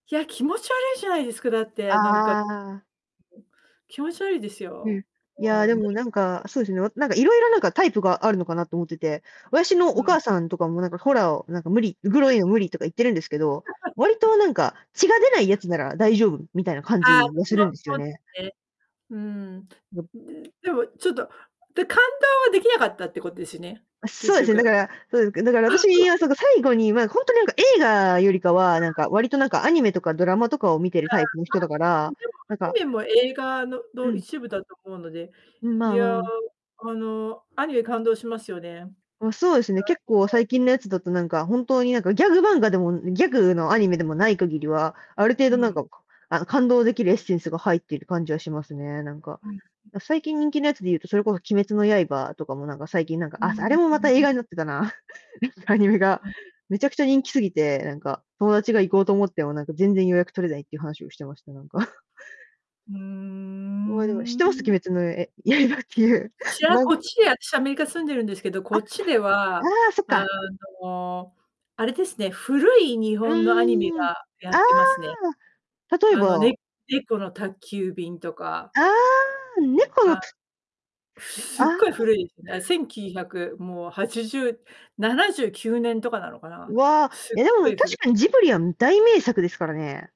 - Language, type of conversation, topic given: Japanese, unstructured, 映画の中でいちばん感動した場面は何ですか？
- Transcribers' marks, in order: distorted speech; "私" said as "わあし"; chuckle; laugh; tapping; chuckle; chuckle